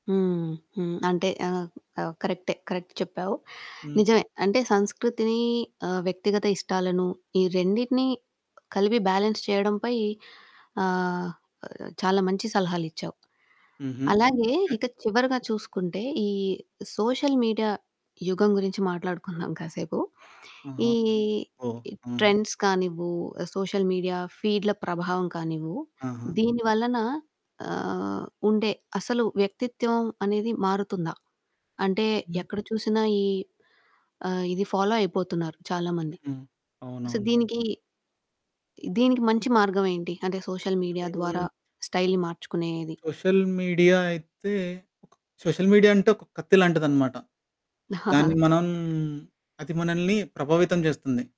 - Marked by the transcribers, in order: in English: "కరెక్ట్"; in English: "బ్యాలన్స్"; other background noise; in English: "సోషల్ మీడియా"; in English: "ట్రెండ్స్"; in English: "సోషల్ మీడియా ఫీడ్‌ల"; in English: "ఫాలో"; in English: "సో"; in English: "సోషల్ మీడియా"; in English: "స్టైల్‌ని"; in English: "సోషల్ మీడియా"; in English: "సోషల్ మీడియా"; chuckle
- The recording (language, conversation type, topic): Telugu, podcast, బడ్జెట్‌కు తగ్గట్టుగా మీరు మీ దుస్తుల శైలిని ఎలా నిర్వహిస్తారు?
- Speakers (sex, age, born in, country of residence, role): female, 30-34, India, India, host; male, 25-29, India, India, guest